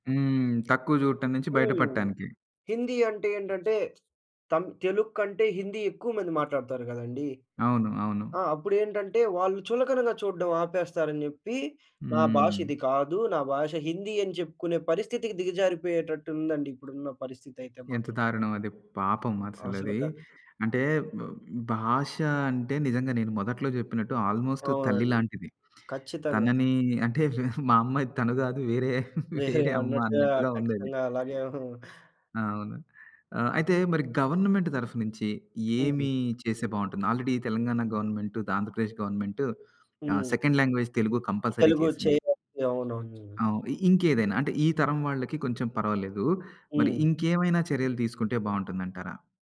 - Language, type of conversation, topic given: Telugu, podcast, మీ వారసత్వ భాషను మీరు మీ పిల్లలకు ఎలా నేర్పిస్తారు?
- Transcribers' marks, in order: other background noise; other noise; in English: "ఆల్‌మోస్ట్"; laughing while speaking: "అంటే వె మా అమ్మ తను కాదు వేరే వేరే అమ్మ అన్నట్టుగా ఉంది అది"; in English: "గవర్నమెంట్"; in English: "ఆల్‌రెడీ"; in English: "సెకండ్ లాంగ్‌వేజ్"; in English: "కంపల్‌సరీ"